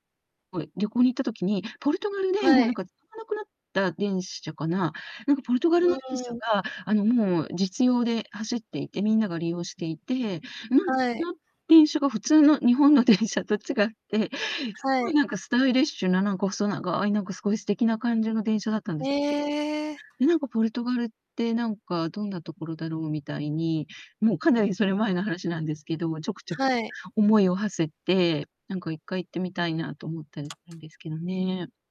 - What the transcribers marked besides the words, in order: distorted speech; tapping
- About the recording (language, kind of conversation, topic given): Japanese, unstructured, 趣味をしているとき、どんな気持ちになりますか？
- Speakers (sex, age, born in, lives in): female, 20-24, Japan, Japan; female, 60-64, Japan, Japan